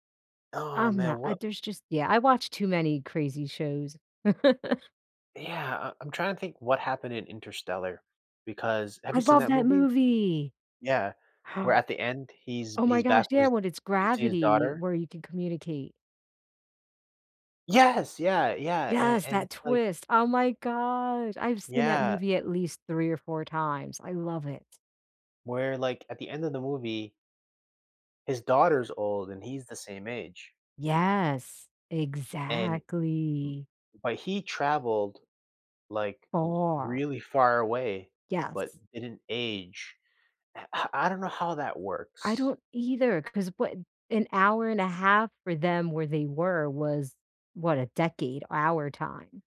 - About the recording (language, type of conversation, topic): English, unstructured, How will technology change the way we travel in the future?
- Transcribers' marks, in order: chuckle; drawn out: "exactly"